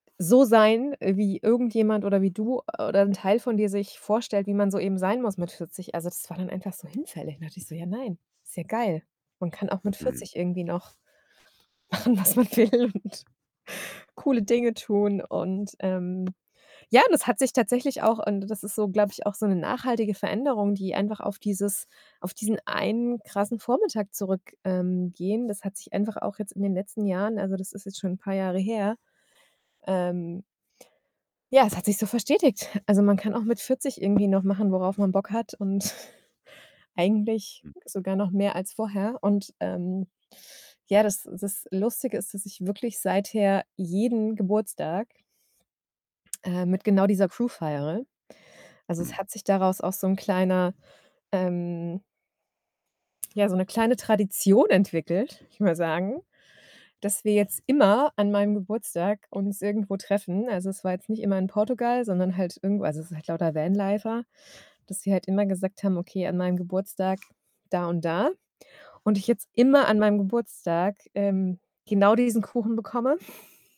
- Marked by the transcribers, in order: other background noise; tapping; laughing while speaking: "machen, was man will und"; laughing while speaking: "und"; chuckle
- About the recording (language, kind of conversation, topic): German, podcast, Wie hat eine Begegnung mit einer fremden Person deine Reise verändert?